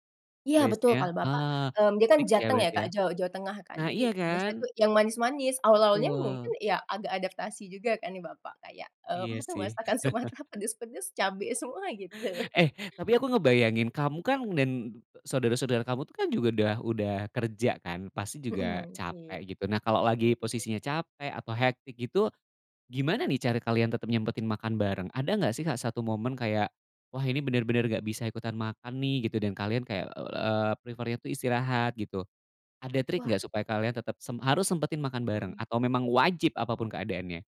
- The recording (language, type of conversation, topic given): Indonesian, podcast, Apa saja kebiasaan kalian saat makan malam bersama keluarga?
- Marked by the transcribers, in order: laughing while speaking: "nggak tahu masakan Sumatra pedes-pedes, cabe semua gitu"; laugh; other background noise; in English: "prefer-nya"